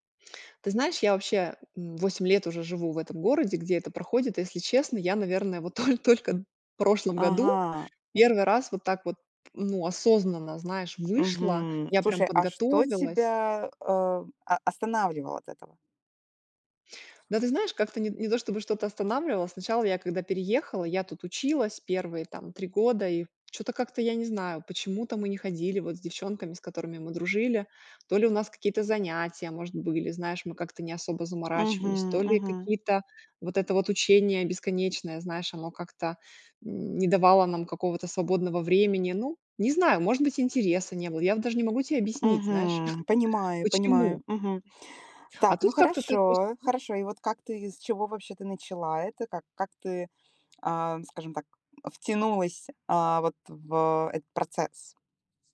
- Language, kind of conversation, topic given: Russian, podcast, Как вы обычно находите вдохновение для новых идей?
- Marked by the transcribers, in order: laughing while speaking: "то только"; tapping; other background noise; chuckle